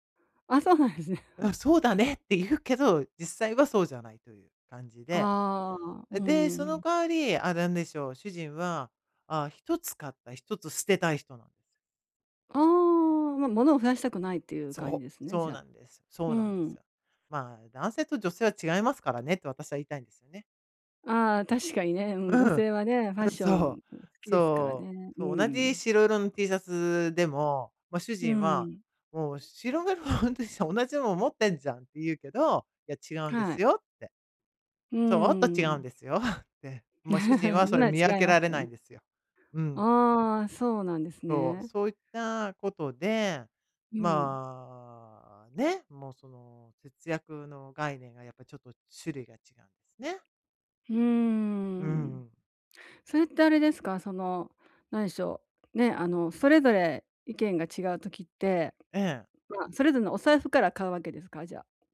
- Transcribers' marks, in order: chuckle; unintelligible speech; laughing while speaking: "違うんですよって"; chuckle
- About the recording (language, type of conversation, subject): Japanese, advice, 支出の優先順位をどう決めて、上手に節約すればよいですか？